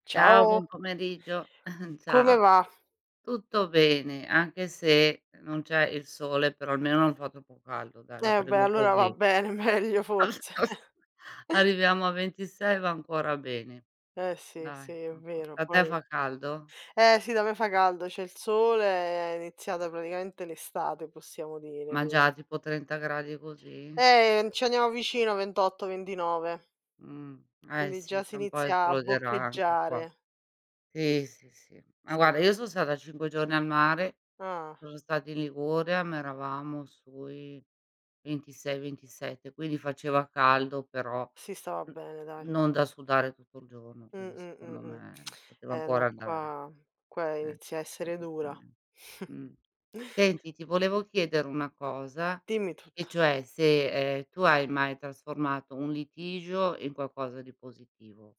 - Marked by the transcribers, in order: giggle; laughing while speaking: "va bene, meglio"; chuckle; other background noise; chuckle; unintelligible speech; chuckle
- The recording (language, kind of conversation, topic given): Italian, unstructured, Hai mai trasformato un litigio in qualcosa di positivo?